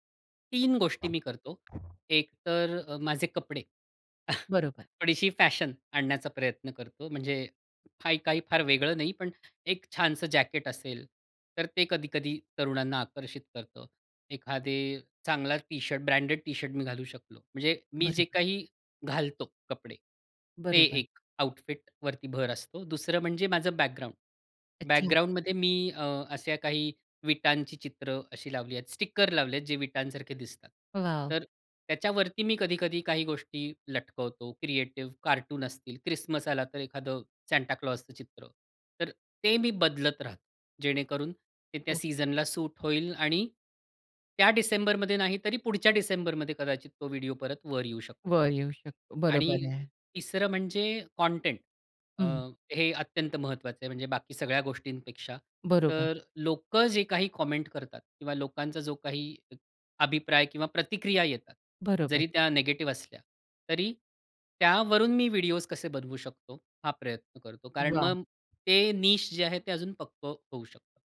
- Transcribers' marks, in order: other background noise; chuckle; in English: "आउटफिट"; in English: "क्रिएटिव्ह"; in English: "कंटेंट"; in English: "कॉमेंट"; in English: "निगेटिव्ह"; in English: "निश"
- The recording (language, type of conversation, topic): Marathi, podcast, सोशल मीडियामुळे तुमचा सर्जनशील प्रवास कसा बदलला?